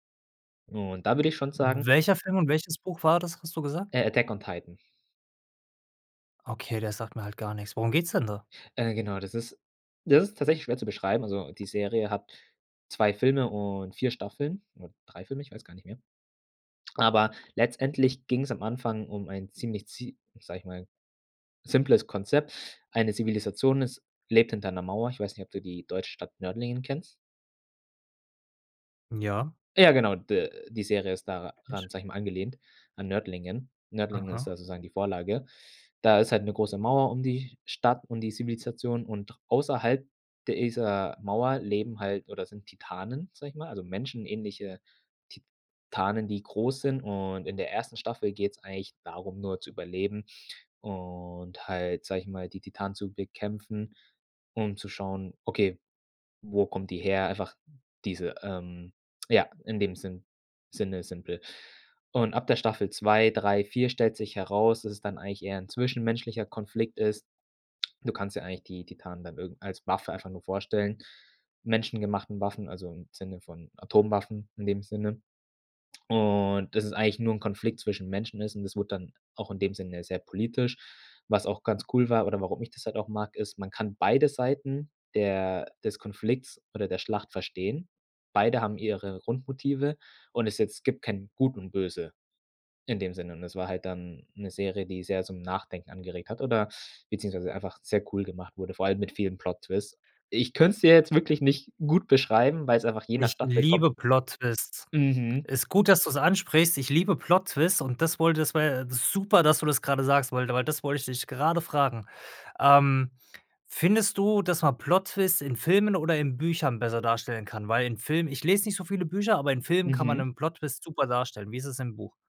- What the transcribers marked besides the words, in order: unintelligible speech; drawn out: "Und"
- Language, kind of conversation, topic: German, podcast, Was kann ein Film, was ein Buch nicht kann?